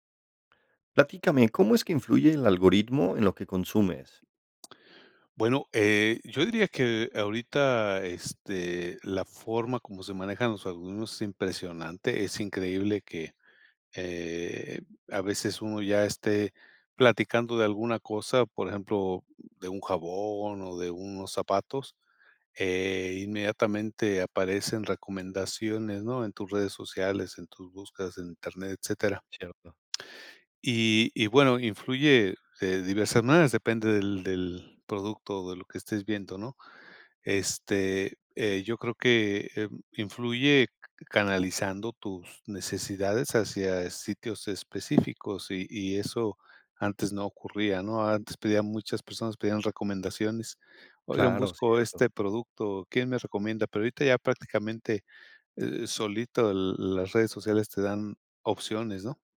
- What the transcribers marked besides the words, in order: other background noise
- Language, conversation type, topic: Spanish, podcast, ¿Cómo influye el algoritmo en lo que consumimos?